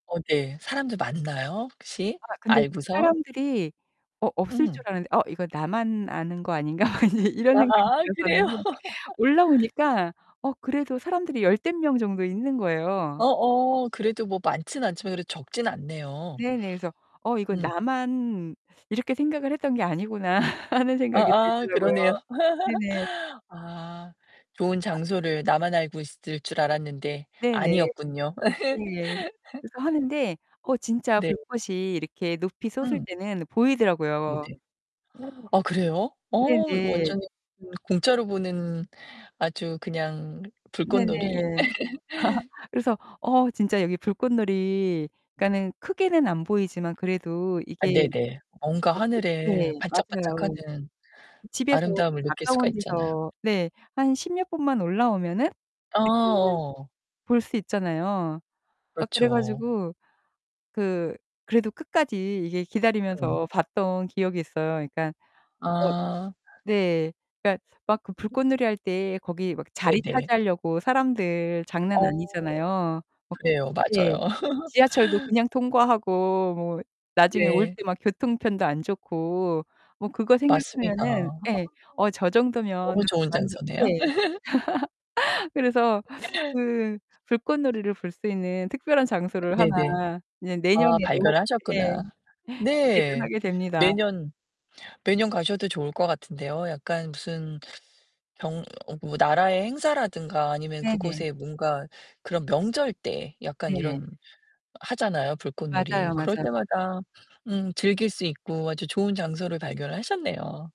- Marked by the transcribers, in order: distorted speech; laugh; laughing while speaking: "아아, 그래요?"; laugh; laugh; laugh; static; laugh; gasp; laugh; unintelligible speech; unintelligible speech; laugh; laugh; other background noise
- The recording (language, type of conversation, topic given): Korean, podcast, 산책하다가 발견한 작은 기쁨을 함께 나눠주실래요?